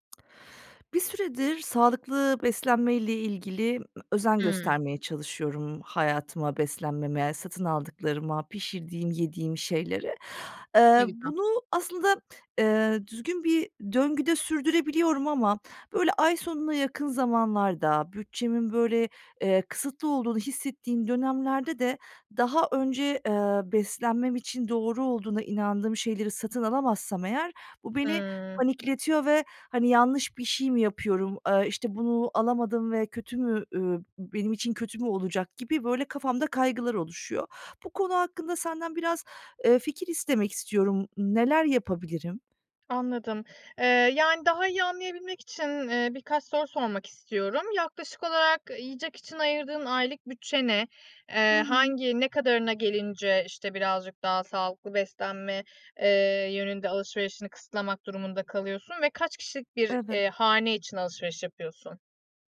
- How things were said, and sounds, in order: other background noise
- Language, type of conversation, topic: Turkish, advice, Bütçem kısıtlıyken sağlıklı alışverişi nasıl daha kolay yapabilirim?